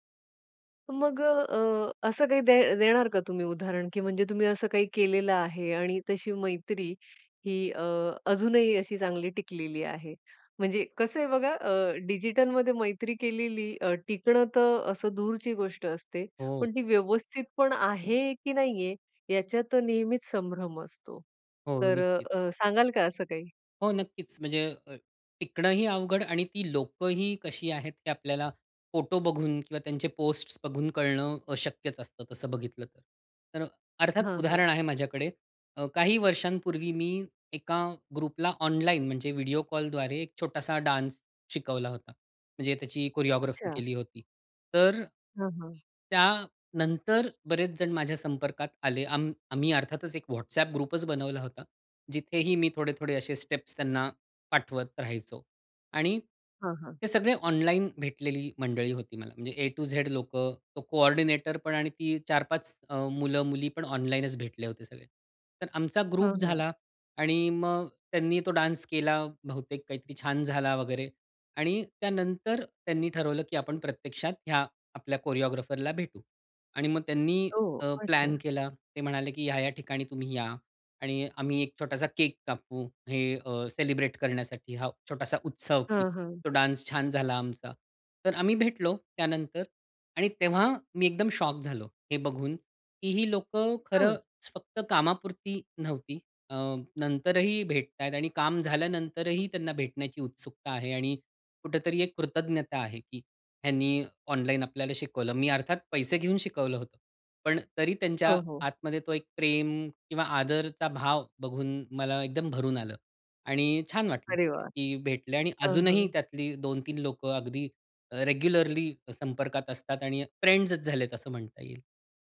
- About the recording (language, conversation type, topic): Marathi, podcast, डिजिटल युगात मैत्री दीर्घकाळ टिकवण्यासाठी काय करावे?
- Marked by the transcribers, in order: in English: "ग्रुपला"; in English: "डान्स"; in English: "कोरिओग्राफी"; in English: "ग्रुपच"; in English: "स्टेप्स"; in English: "A टू Z"; in English: "कोऑर्डिनेटरपण"; in English: "ग्रुप"; in English: "डान्स"; in English: "कोरिओग्राफरला"; in English: "सेलिब्रेट"; in English: "डान्स"; in English: "शॉक"; in English: "रेग्युलरली"; in English: "फ्रेंड्सच"